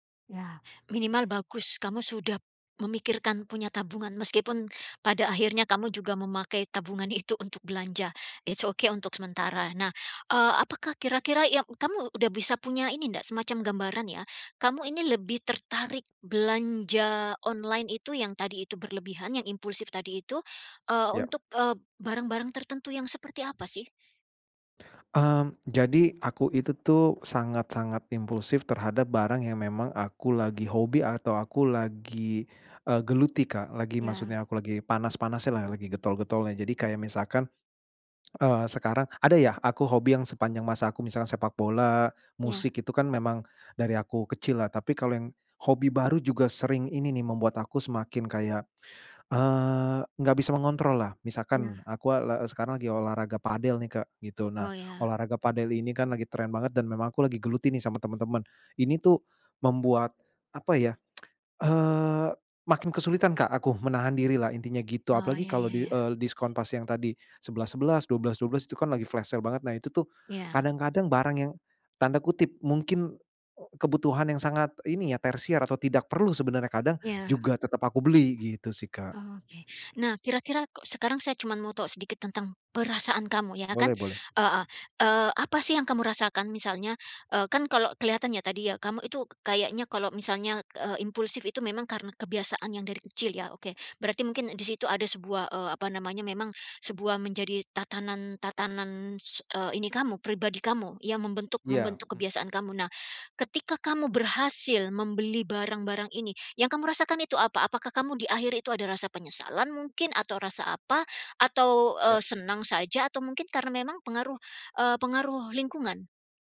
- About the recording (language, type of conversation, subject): Indonesian, advice, Bagaimana cara menahan diri saat ada diskon besar atau obral kilat?
- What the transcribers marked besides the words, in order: in English: "It's ok"; other background noise; lip smack; tsk; in English: "flash sale"